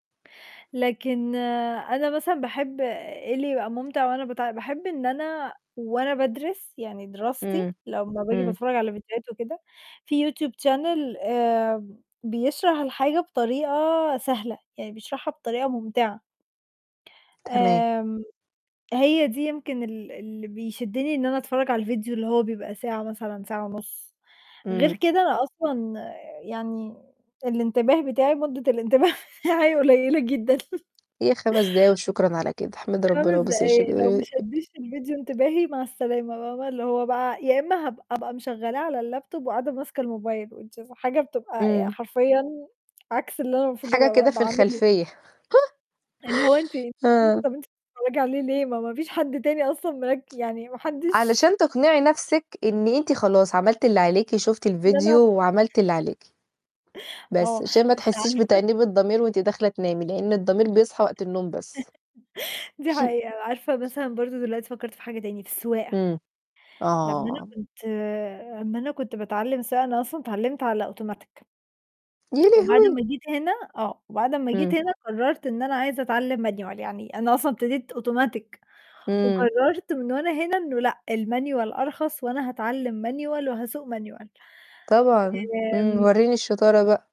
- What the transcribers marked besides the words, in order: in English: "channel"; laughing while speaking: "الإنتباه هي حاجة قليلة جدًا"; laugh; tapping; "شَدِش" said as "شَديش"; other background noise; in English: "اللاب توب"; in English: "Which is"; chuckle; static; unintelligible speech; chuckle; other noise; in English: "أوتوماتيك"; in English: "manual"; in English: "أوتوماتيك"; in English: "الmanual"; in English: "manual"; in English: "manual"
- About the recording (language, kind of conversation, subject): Arabic, unstructured, إنت بتحب تتعلم حاجات جديدة إزاي؟